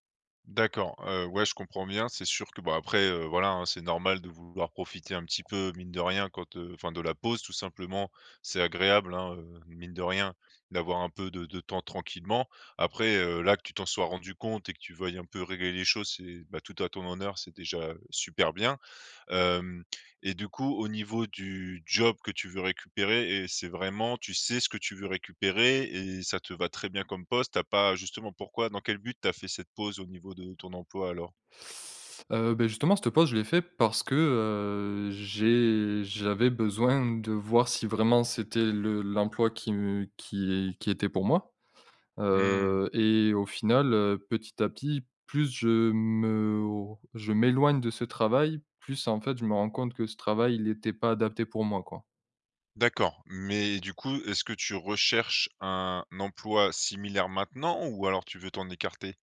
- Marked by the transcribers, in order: stressed: "job"; stressed: "sais"
- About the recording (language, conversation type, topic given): French, advice, Difficulté à créer une routine matinale stable